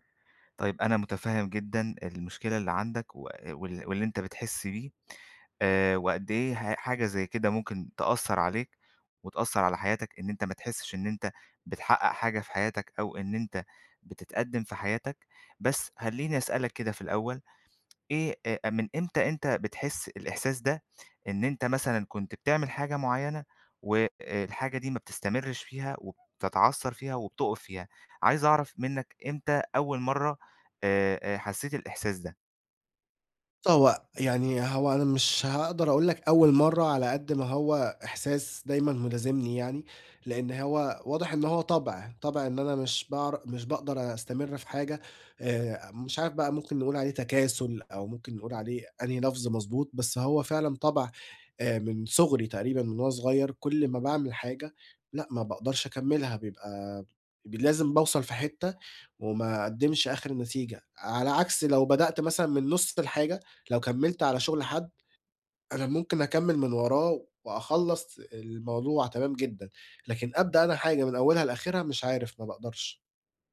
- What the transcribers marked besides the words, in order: none
- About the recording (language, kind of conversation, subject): Arabic, advice, إزاي أكمّل تقدّمي لما أحس إني واقف ومش بتقدّم؟